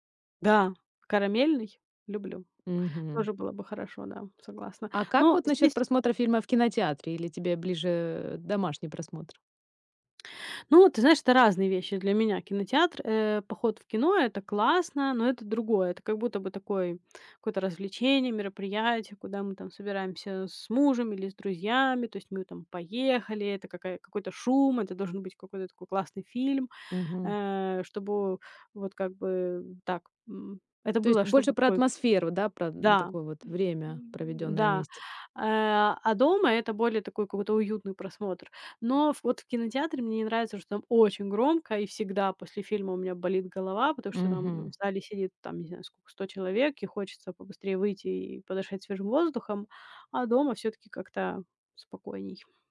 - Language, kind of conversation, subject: Russian, podcast, Какой фильм вы любите больше всего и почему он вам так близок?
- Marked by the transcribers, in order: tapping